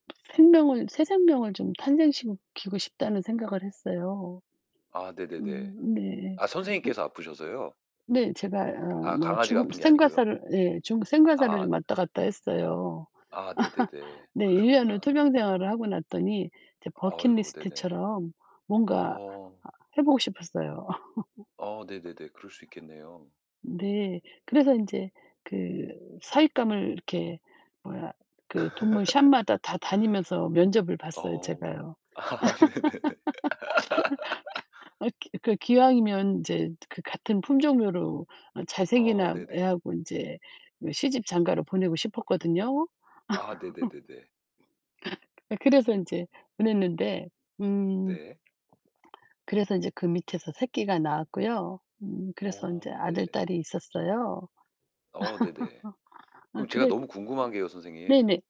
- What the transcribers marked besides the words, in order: other background noise; laugh; laugh; tapping; laugh; laughing while speaking: "아 네네네"; laugh; laugh; laugh
- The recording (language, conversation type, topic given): Korean, unstructured, 동물과 신뢰를 쌓으려면 어떻게 해야 할까요?